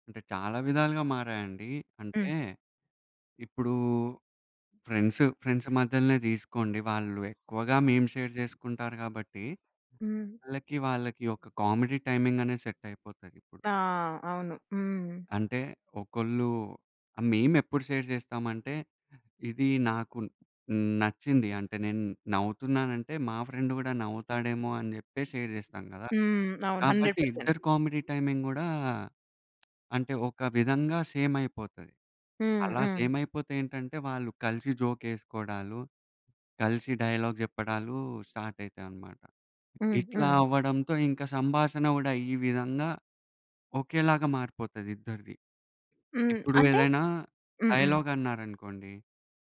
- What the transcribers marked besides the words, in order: in English: "ఫ్రెండ్స్"; in English: "మేమ్ షేర్"; other background noise; in English: "కామెడీ టైమింగ్"; in English: "సెట్"; in English: "షేర్"; in English: "ఫ్రెండ్"; in English: "షేర్"; in English: "హండ్రెడ్ పర్సెంట్"; in English: "కామెడీ టైమింగ్"; tapping; in English: "సేమ్"; in English: "సేమ్"; in English: "జోక్"; in English: "డైలాగ్"; in English: "స్టార్ట్"; in English: "డైలాగ్"; other noise
- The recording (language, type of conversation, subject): Telugu, podcast, ఇంటర్నెట్‌లోని మీమ్స్ మన సంభాషణ తీరును ఎలా మార్చాయని మీరు భావిస్తారు?